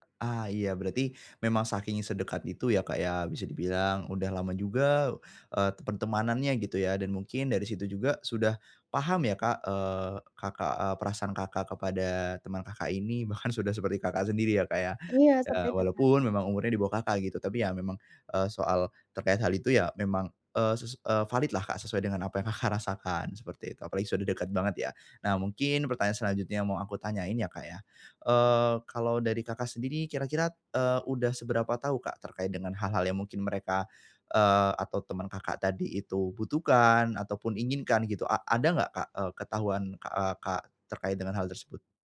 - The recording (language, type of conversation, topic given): Indonesian, advice, Bagaimana caranya memilih hadiah yang tepat untuk orang lain?
- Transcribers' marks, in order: other background noise